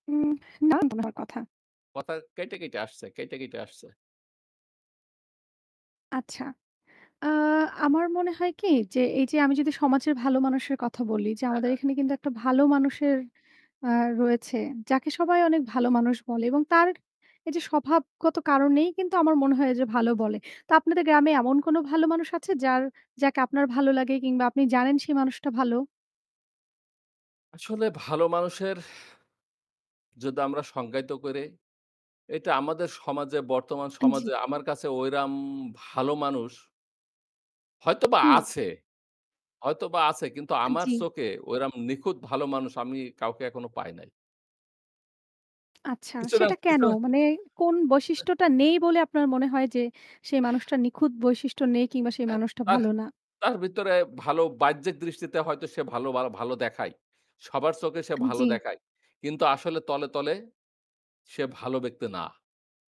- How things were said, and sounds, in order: distorted speech; tapping; other background noise; "ঐরকম" said as "ঐরাম"; "ঐরকম" said as "ঐরাম"; static; other noise
- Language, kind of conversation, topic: Bengali, unstructured, আপনার মতে একজন ভালো মানুষ হওয়া বলতে কী বোঝায়?